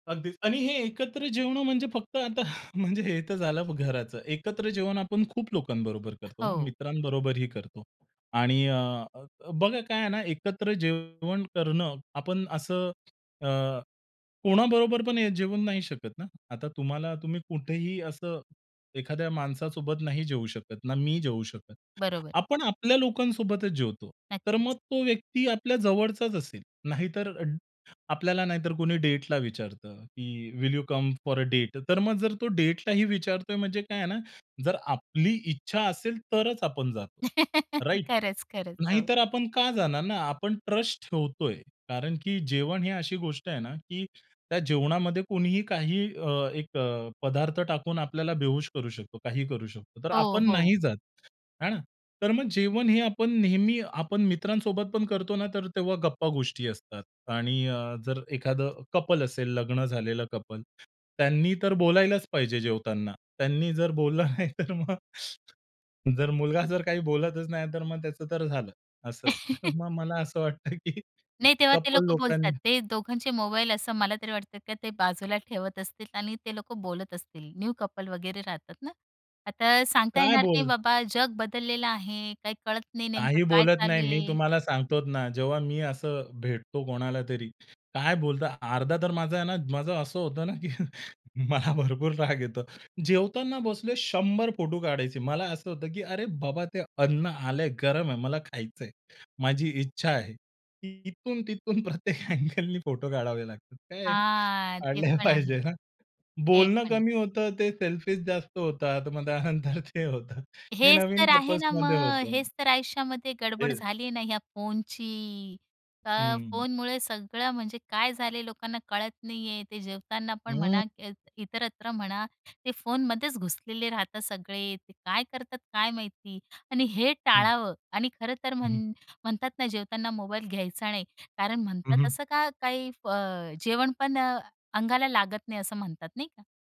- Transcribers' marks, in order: laughing while speaking: "आता म्हणजे हे तर झालं घराचं"; other noise; in English: "विल यू कम फॉर अ डेट?"; in English: "राइट?"; laugh; in English: "ट्रस्ट"; in English: "कपल"; in English: "कपल"; laughing while speaking: "नाही तर मग"; laughing while speaking: "जर"; laugh; chuckle; laughing while speaking: "वाटतं की"; in English: "कपल"; other background noise; in English: "न्यू कपल"; tapping; "सांगतो" said as "सांगतोत"; laughing while speaking: "की मला भरपूर राग येतो"; chuckle; laughing while speaking: "मग त्यानंतर ते होतं. हे नवीन कपल्समध्ये होतं"; in English: "कपल्समध्ये"; laughing while speaking: "हं"
- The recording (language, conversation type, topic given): Marathi, podcast, एकत्र जेवताना गप्पा मारणं तुम्हाला किती महत्त्वाचं वाटतं?